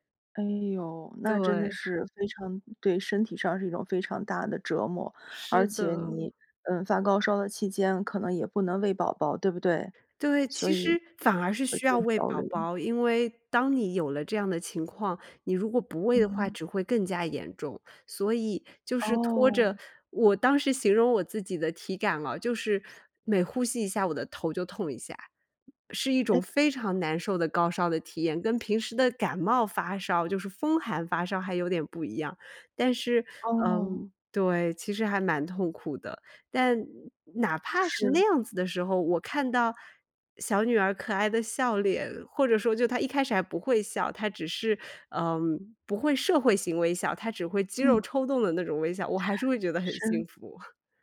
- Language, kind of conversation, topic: Chinese, podcast, 当父母后，你的生活有哪些变化？
- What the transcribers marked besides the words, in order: none